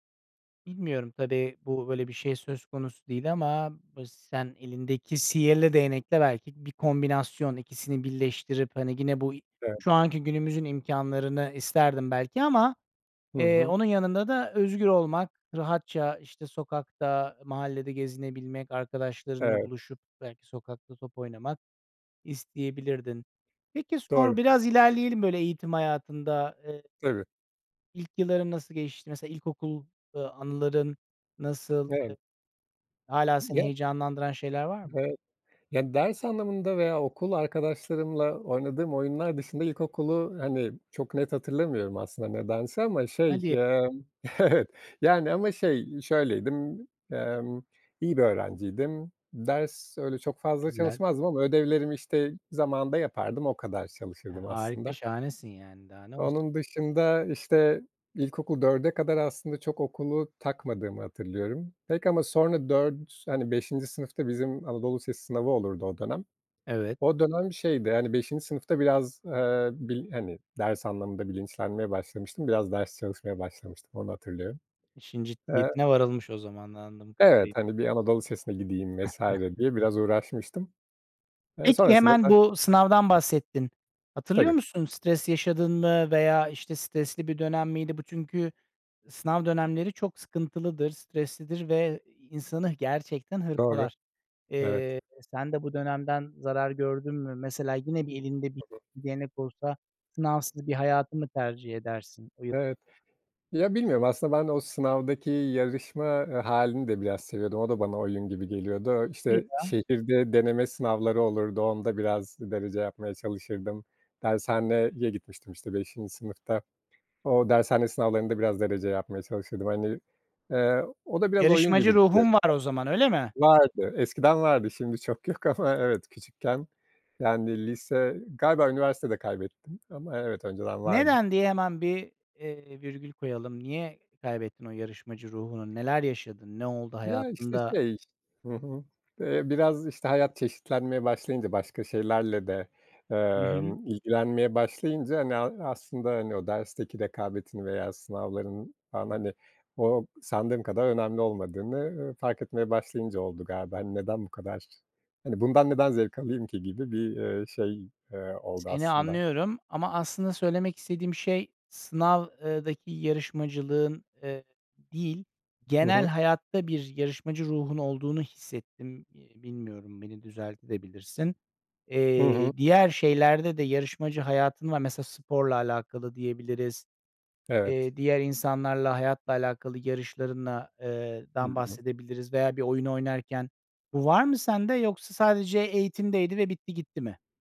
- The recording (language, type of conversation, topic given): Turkish, podcast, Eğitim yolculuğun nasıl başladı, anlatır mısın?
- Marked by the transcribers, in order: chuckle; tapping